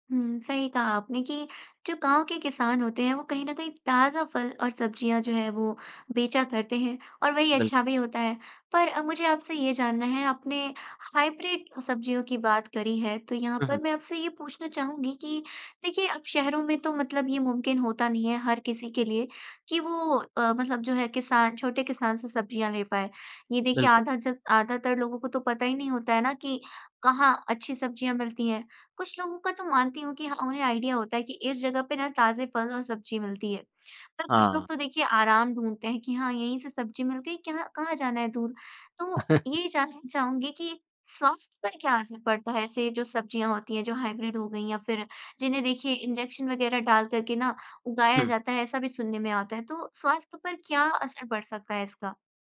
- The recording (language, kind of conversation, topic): Hindi, podcast, क्या आपने कभी किसान से सीधे सब्ज़ियाँ खरीदी हैं, और आपका अनुभव कैसा रहा?
- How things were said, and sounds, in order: in English: "हाइब्रिड"; in English: "आईडिया"; chuckle; in English: "हाइब्रिड"; in English: "इंजेक्शन"